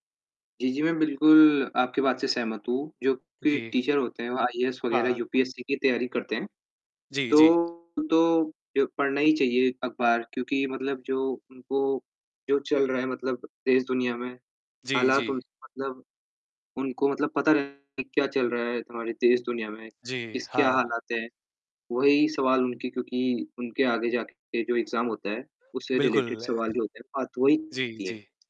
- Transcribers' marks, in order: static; in English: "टीचर"; distorted speech; in English: "एग्ज़ाम"; other background noise; in English: "रिलेटेड"; tapping
- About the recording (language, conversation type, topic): Hindi, unstructured, आपके हिसाब से खबरों का हमारे मूड पर कितना असर होता है?